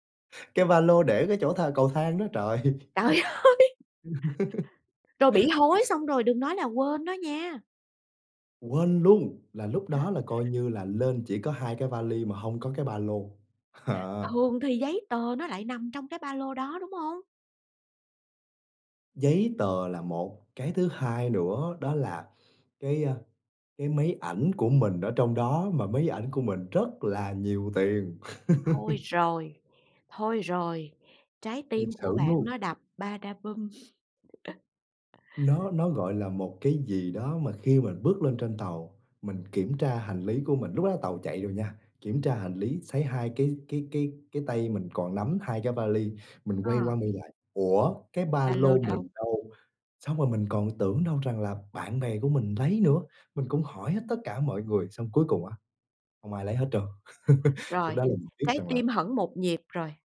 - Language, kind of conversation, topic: Vietnamese, podcast, Bạn có thể kể về một chuyến đi gặp trục trặc nhưng vẫn rất đáng nhớ không?
- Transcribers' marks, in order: laughing while speaking: "trời"; laughing while speaking: "ơi!"; tapping; laugh; other background noise; laughing while speaking: "Ờ"; laugh; laugh; laugh